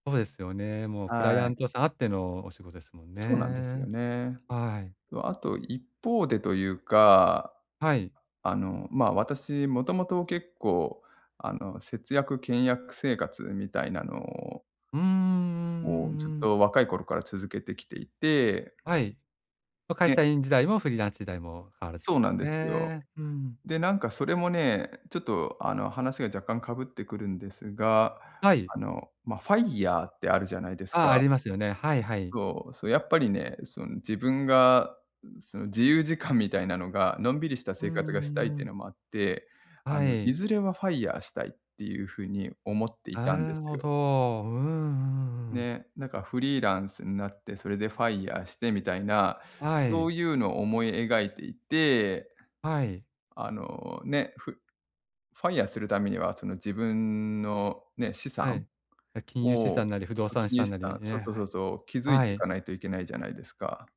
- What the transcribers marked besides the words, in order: in English: "FIRE"; in English: "FIRE"; in English: "FIRE"; in English: "FIRE"
- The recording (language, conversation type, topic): Japanese, advice, 自分の理想の自分像に合わせて、日々の行動を変えるにはどうすればよいですか？